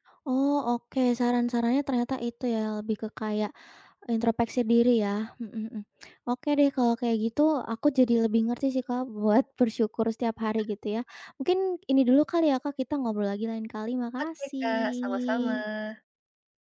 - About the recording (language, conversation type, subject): Indonesian, podcast, Hal kecil apa yang bikin kamu bersyukur tiap hari?
- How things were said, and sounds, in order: laughing while speaking: "buat"; other background noise; drawn out: "Makasih"